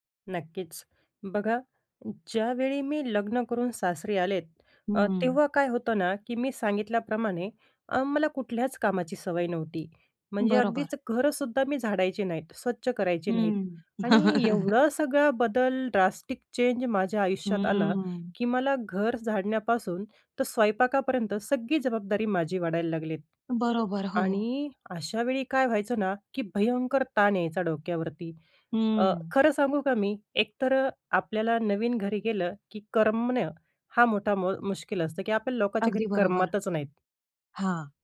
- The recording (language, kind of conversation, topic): Marathi, podcast, कठीण प्रसंगी तुमच्या संस्कारांनी कशी मदत केली?
- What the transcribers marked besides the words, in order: tapping; chuckle; in English: "ड्रास्टिक"